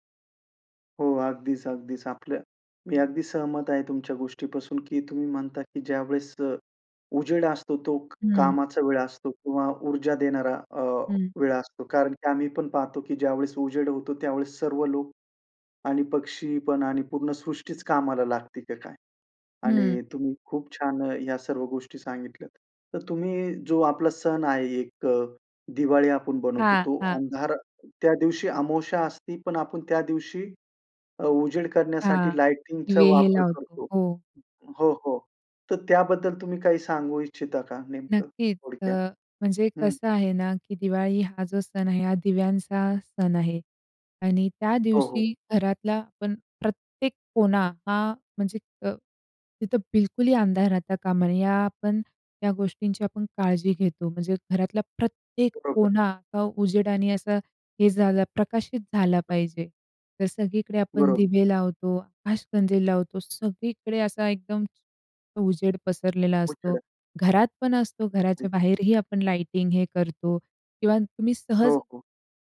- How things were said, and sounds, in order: in English: "लायटिंगचा"; other background noise; in English: "लायटिंग"
- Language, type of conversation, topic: Marathi, podcast, घरात प्रकाश कसा असावा असं तुला वाटतं?